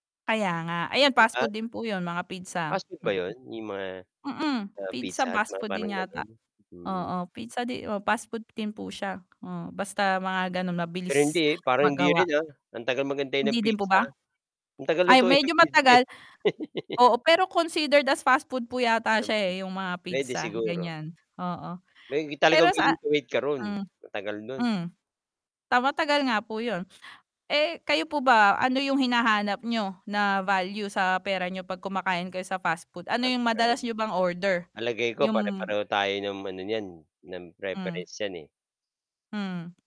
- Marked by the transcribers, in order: static; other background noise; mechanical hum; tapping; laugh; unintelligible speech; unintelligible speech
- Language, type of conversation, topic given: Filipino, unstructured, Ano ang masasabi mo sa sobrang pagmahal ng pagkain sa mga mabilisang kainan?